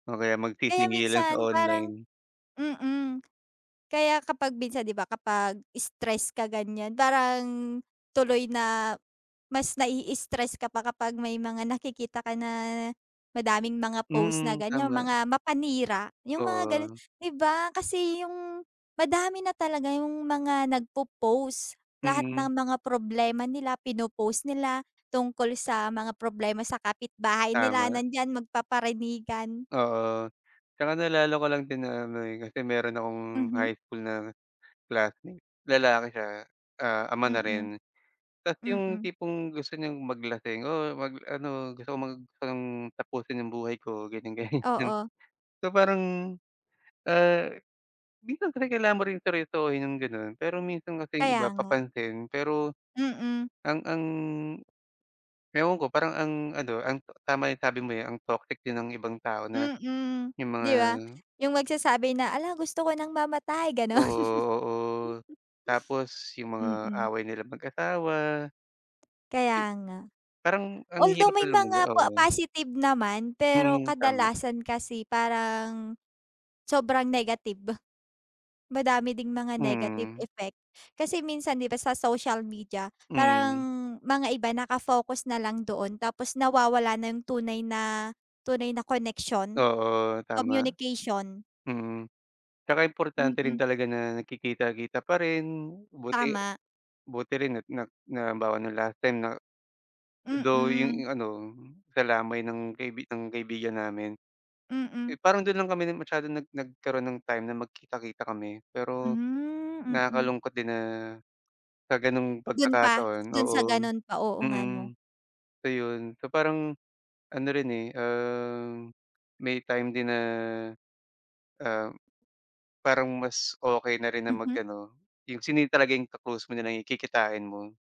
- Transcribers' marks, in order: other background noise; laughing while speaking: "ganyan, ganyan"; laughing while speaking: "gano'n"
- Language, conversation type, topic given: Filipino, unstructured, Paano nakaaapekto ang midyang panlipunan sa ating pakikisalamuha?